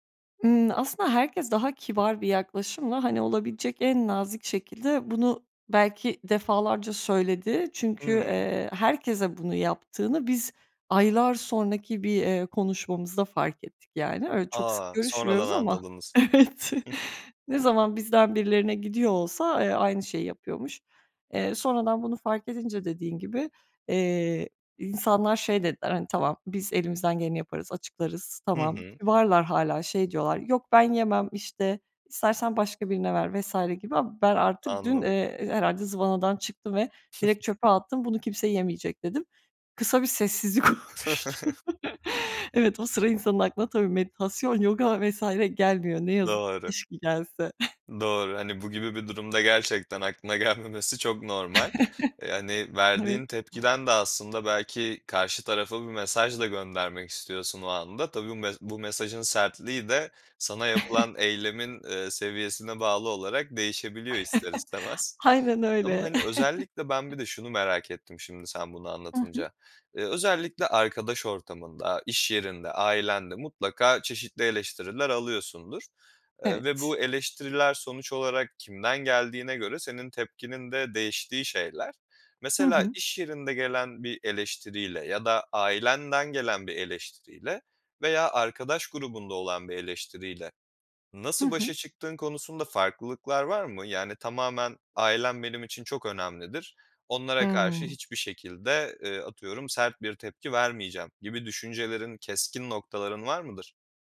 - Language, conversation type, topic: Turkish, podcast, Eleştiri alırken nasıl tepki verirsin?
- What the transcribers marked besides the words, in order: laughing while speaking: "evet"; other noise; chuckle; tapping; chuckle; laughing while speaking: "oluştu"; chuckle; chuckle; chuckle; chuckle; chuckle